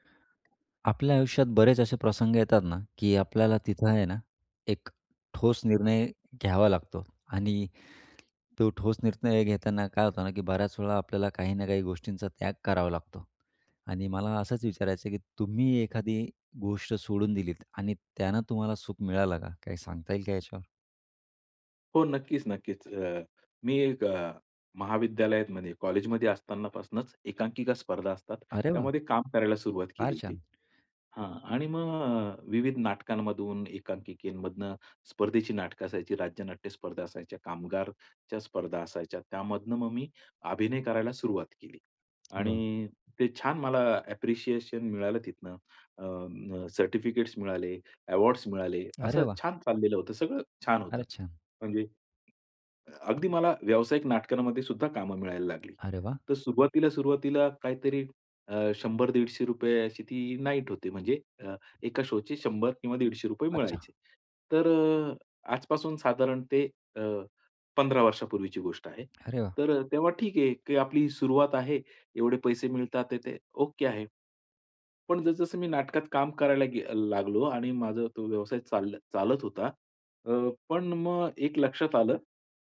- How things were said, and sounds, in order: other background noise; other noise; tapping; in English: "ॲप्रिशिएशन"; in English: "अवॉर्ड्स"; in English: "शोचे"
- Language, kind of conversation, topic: Marathi, podcast, तुम्ही कधी एखादी गोष्ट सोडून दिली आणि त्यातून तुम्हाला सुख मिळाले का?